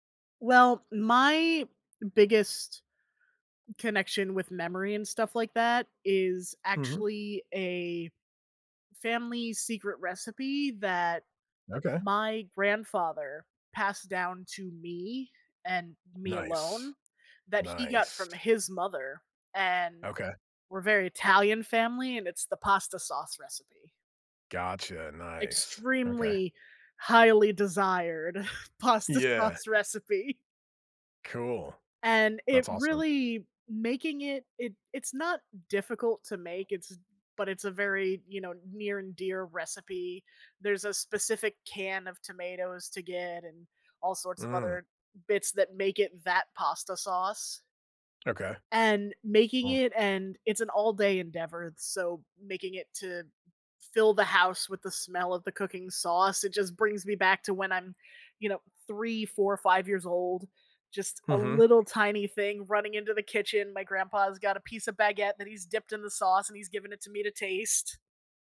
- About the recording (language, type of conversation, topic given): English, unstructured, How can I recreate the foods that connect me to my childhood?
- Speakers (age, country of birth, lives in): 30-34, United States, United States; 40-44, United States, United States
- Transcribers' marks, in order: chuckle; laughing while speaking: "pasta sauce recipe"; other background noise; tapping